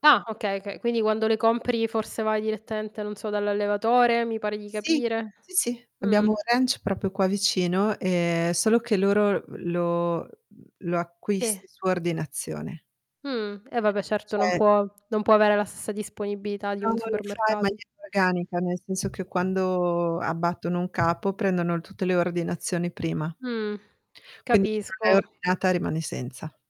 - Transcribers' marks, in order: "okay" said as "kay"; tapping; distorted speech; other background noise
- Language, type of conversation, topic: Italian, unstructured, Ti affascina di più la cucina italiana o quella internazionale?